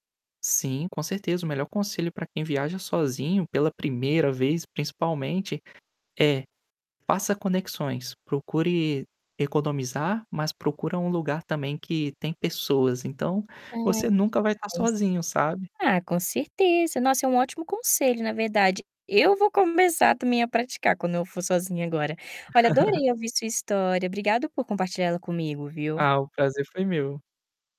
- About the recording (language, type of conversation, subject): Portuguese, podcast, Que conselho você daria a quem vai viajar sozinho pela primeira vez?
- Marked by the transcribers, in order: static; distorted speech; laugh